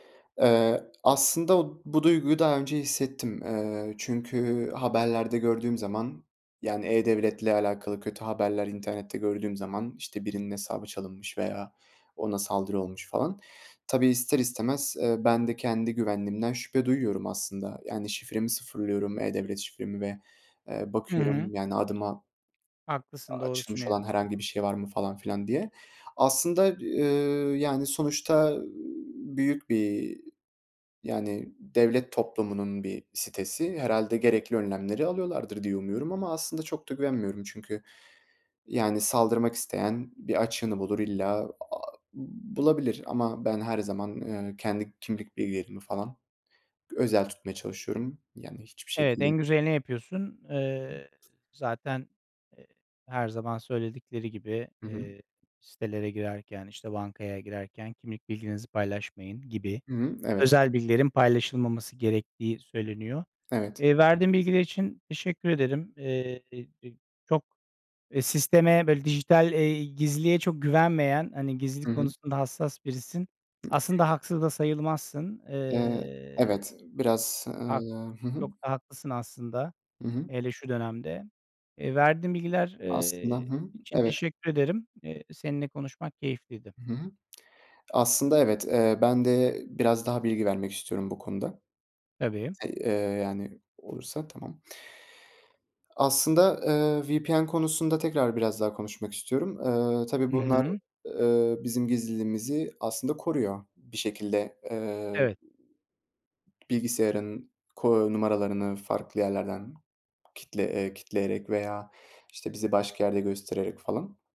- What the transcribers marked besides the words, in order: other background noise; other noise
- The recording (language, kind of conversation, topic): Turkish, podcast, Dijital gizliliğini korumak için neler yapıyorsun?